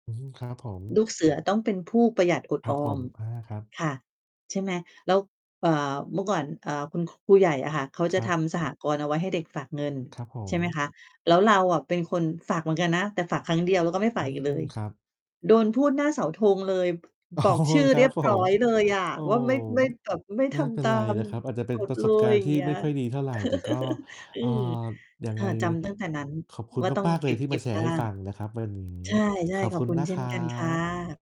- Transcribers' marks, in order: distorted speech; tapping; laughing while speaking: "อ๋อ ครับผม"; chuckle
- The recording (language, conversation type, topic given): Thai, unstructured, คุณมีวิธีเก็บเงินอย่างไรบ้าง?